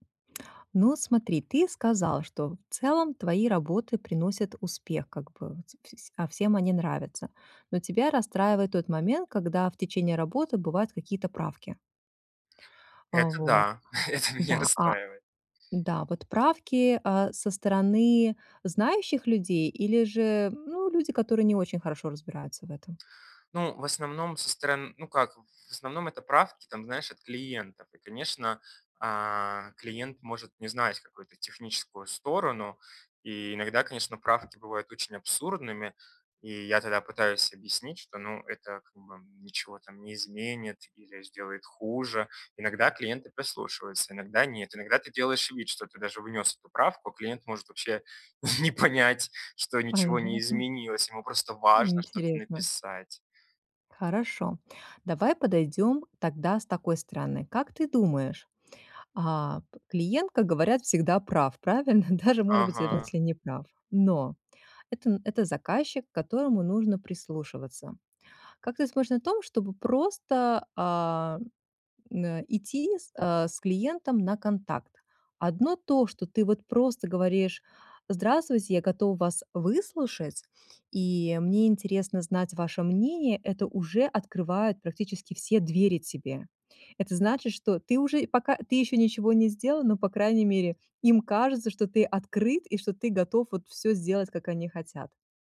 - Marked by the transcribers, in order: tapping; laughing while speaking: "это меня расстраивает"; other background noise; laughing while speaking: "не понять"
- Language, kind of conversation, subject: Russian, advice, Как перестать позволять внутреннему критику подрывать мою уверенность и решимость?
- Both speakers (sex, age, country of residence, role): female, 40-44, United States, advisor; male, 30-34, Mexico, user